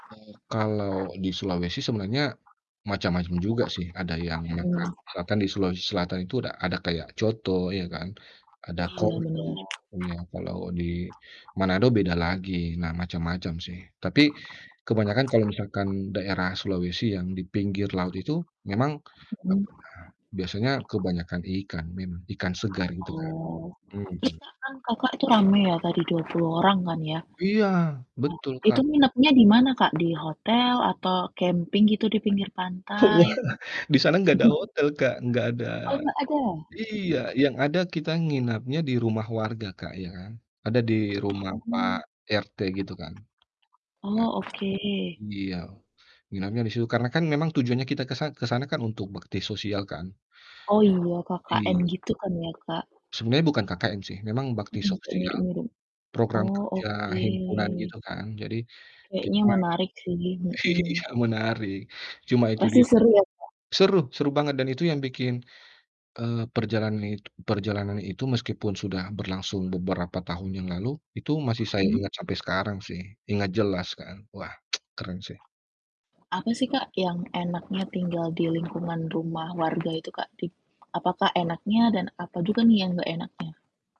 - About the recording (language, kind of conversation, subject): Indonesian, podcast, Boleh ceritakan pengalaman perjalanan yang paling berkesan bagi kamu?
- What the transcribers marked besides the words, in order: other background noise; distorted speech; unintelligible speech; unintelligible speech; static; unintelligible speech; laughing while speaking: "Wah!"; chuckle; tapping; laughing while speaking: "iya"; tongue click